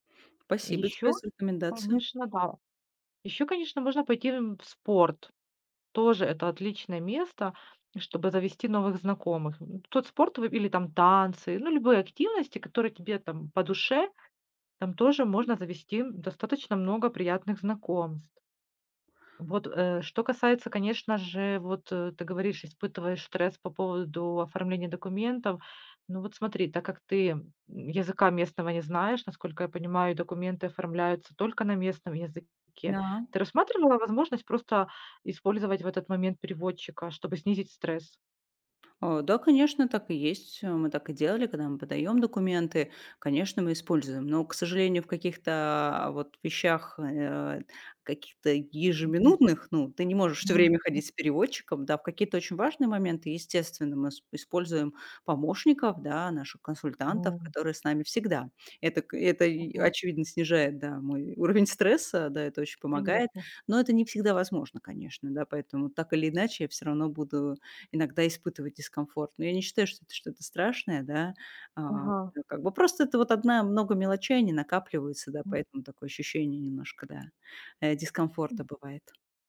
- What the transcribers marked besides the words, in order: other background noise; tapping
- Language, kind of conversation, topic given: Russian, advice, Как проходит ваш переезд в другой город и адаптация к новой среде?